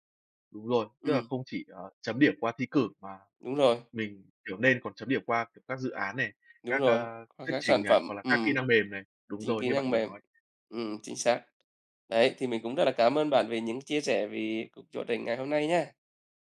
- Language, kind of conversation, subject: Vietnamese, unstructured, Bạn nghĩ gì về áp lực học tập hiện nay trong nhà trường?
- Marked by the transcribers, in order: tapping